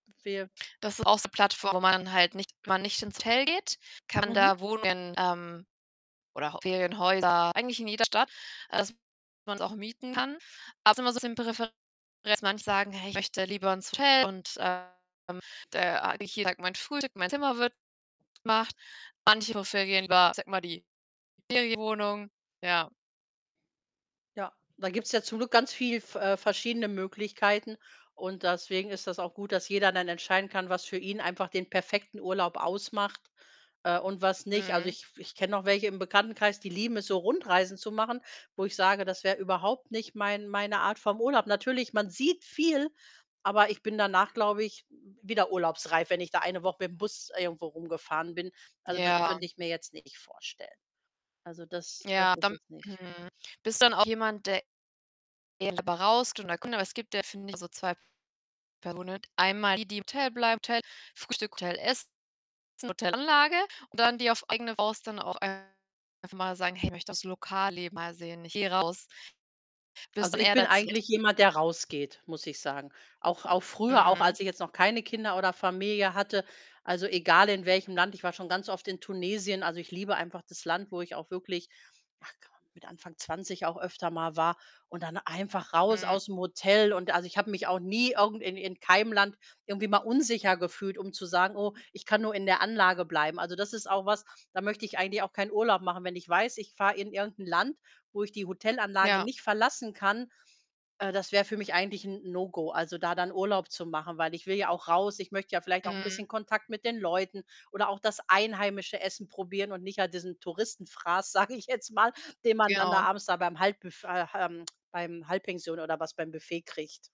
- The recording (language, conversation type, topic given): German, unstructured, Was macht für dich einen perfekten Urlaub aus?
- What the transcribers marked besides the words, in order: distorted speech; unintelligible speech; unintelligible speech; unintelligible speech; "deswegen" said as "daswegen"; other background noise; unintelligible speech; unintelligible speech; unintelligible speech; unintelligible speech; laughing while speaking: "sage ich jetzt mal"; unintelligible speech; tsk